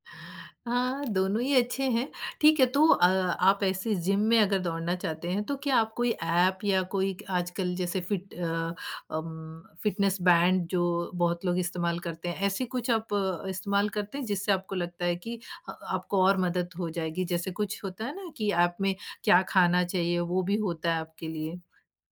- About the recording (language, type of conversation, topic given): Hindi, podcast, खुद को बेहतर बनाने के लिए आप रोज़ क्या करते हैं?
- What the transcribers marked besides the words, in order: other background noise; in English: "फिट"; in English: "फिटनेस बैंड"